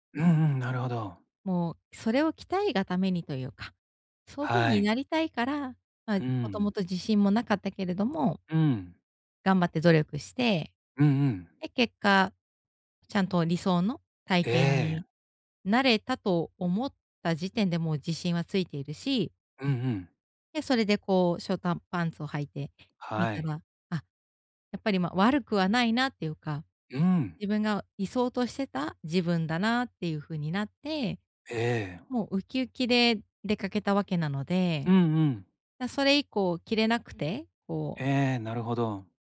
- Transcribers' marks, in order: other background noise; "ショートパンツ" said as "しょーたんぱんつ"
- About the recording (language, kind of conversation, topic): Japanese, advice, 他人の目を気にせず服を選ぶにはどうすればよいですか？